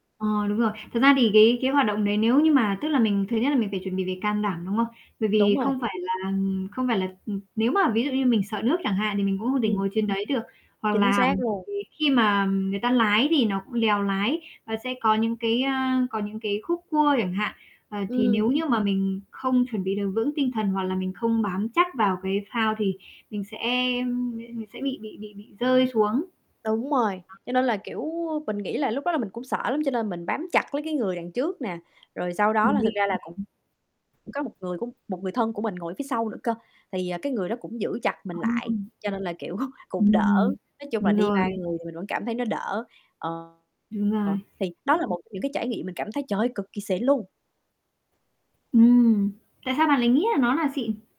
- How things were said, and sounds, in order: static; tapping; distorted speech; other background noise; unintelligible speech; laughing while speaking: "kiểu"
- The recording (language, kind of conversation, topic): Vietnamese, unstructured, Bạn muốn thử thách bản thân bằng hoạt động phiêu lưu nào?